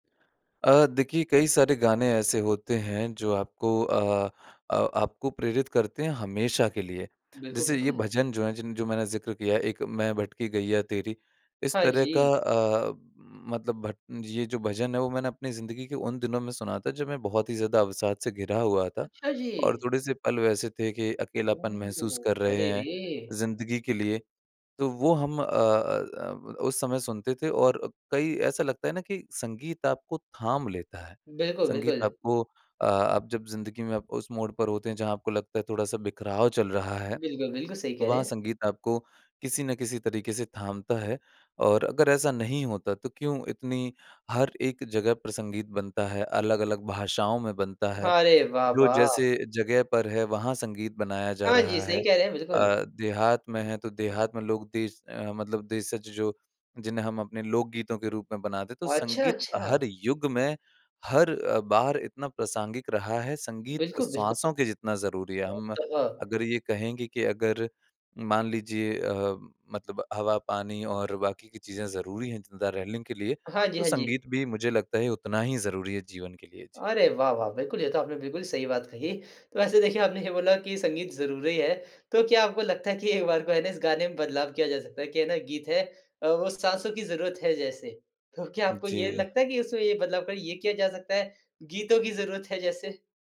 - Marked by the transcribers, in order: surprised: "अच्छा जी"; surprised: "ओह!"
- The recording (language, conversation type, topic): Hindi, podcast, किस गाने ने आपकी सोच बदल दी या आपको प्रेरित किया?